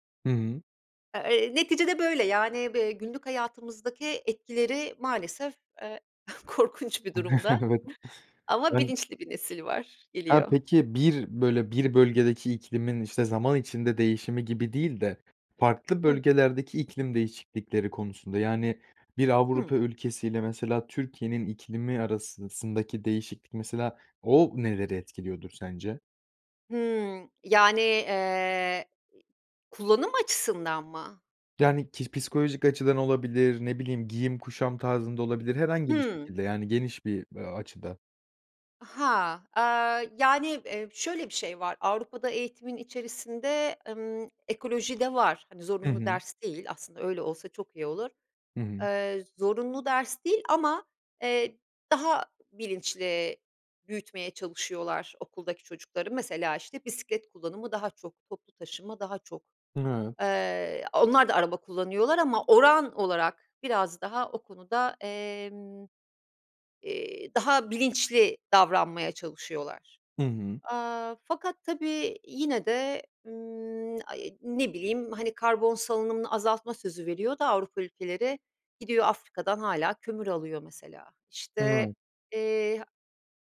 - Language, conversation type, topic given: Turkish, podcast, İklim değişikliğinin günlük hayatımıza etkilerini nasıl görüyorsun?
- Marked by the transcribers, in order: chuckle; other background noise; "arasındaki" said as "arasısındaki"